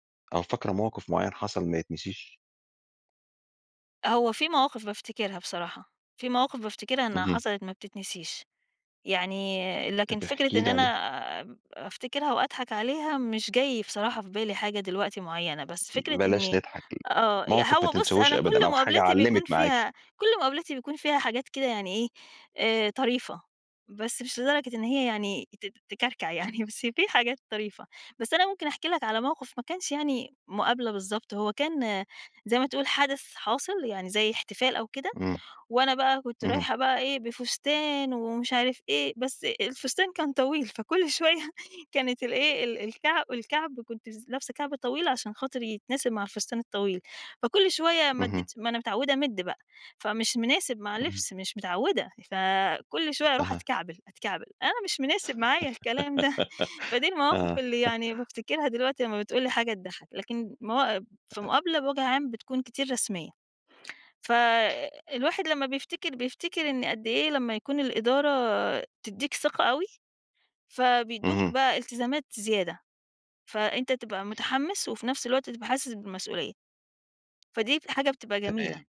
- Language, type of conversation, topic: Arabic, podcast, إزاي بتجهّز لمقابلة شغل؟
- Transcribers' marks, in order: tapping; laughing while speaking: "يعني"; laughing while speaking: "طويل، فكُلّ شويّة"; laugh; chuckle